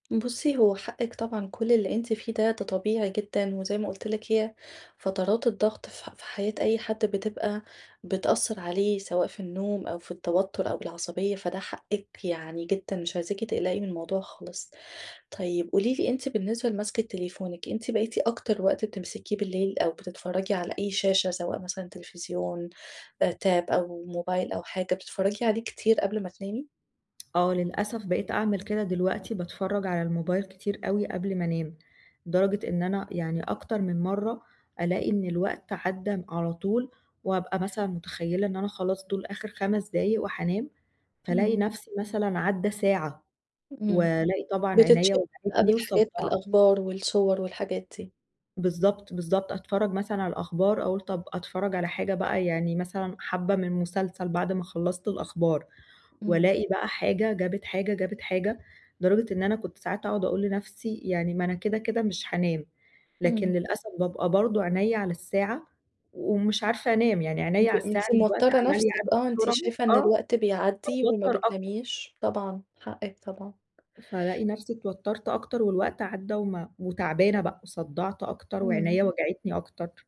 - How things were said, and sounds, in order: in English: "Tab"; tapping; unintelligible speech
- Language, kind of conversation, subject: Arabic, advice, إيه العادات المسائية البسيطة اللي ممكن تساعدني أقلّل التوتر؟